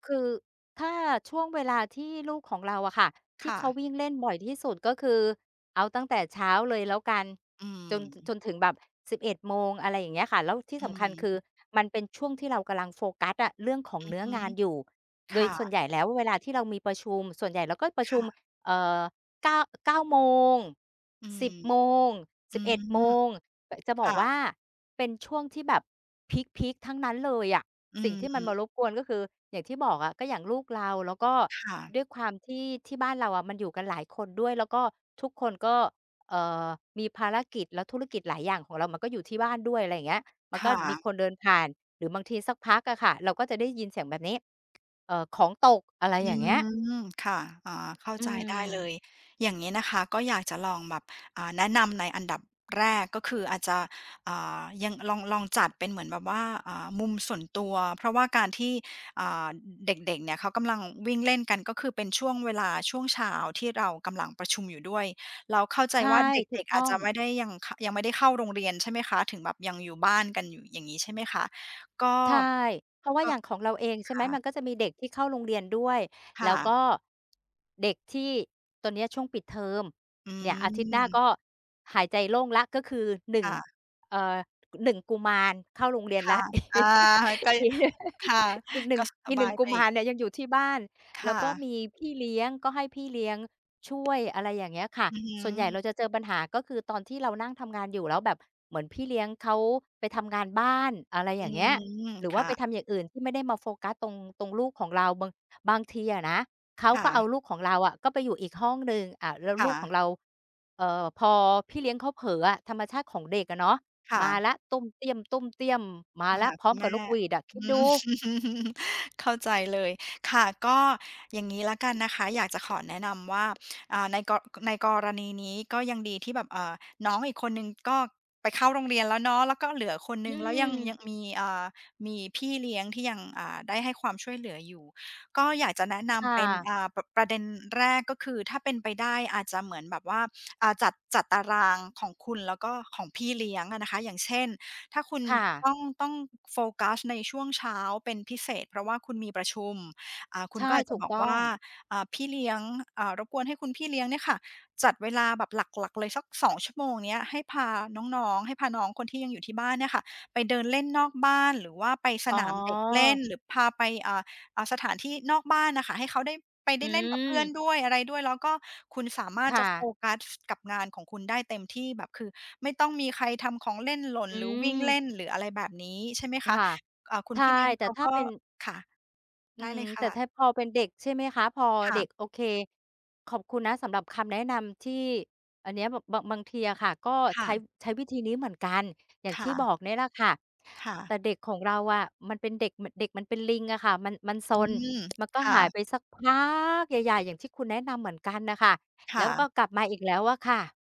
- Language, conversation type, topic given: Thai, advice, สภาพแวดล้อมที่บ้านหรือที่ออฟฟิศทำให้คุณโฟกัสไม่ได้อย่างไร?
- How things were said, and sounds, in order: tapping; drawn out: "อืม"; other background noise; drawn out: "อืม"; drawn out: "อืม"; drawn out: "อืม"; stressed: "เทอม"; drawn out: "อืม"; chuckle; joyful: "อา ก็ ย"; drawn out: "อืม"; laughing while speaking: "อืม"; stressed: "ดู"; stressed: "ชุม"; other noise; drawn out: "อืม"